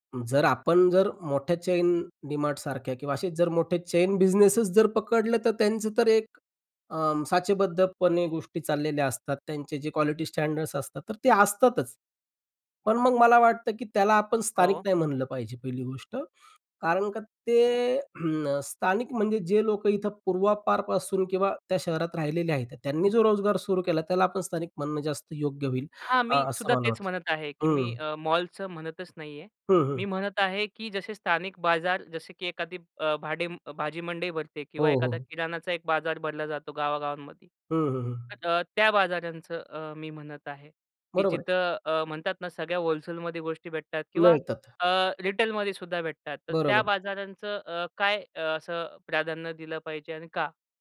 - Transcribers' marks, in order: in English: "चेन"; in English: "चेन"; tapping; throat clearing; in English: "व्होलसेल"; in English: "रिटेल"
- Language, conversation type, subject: Marathi, podcast, स्थानिक बाजारातून खरेदी करणे तुम्हाला अधिक चांगले का वाटते?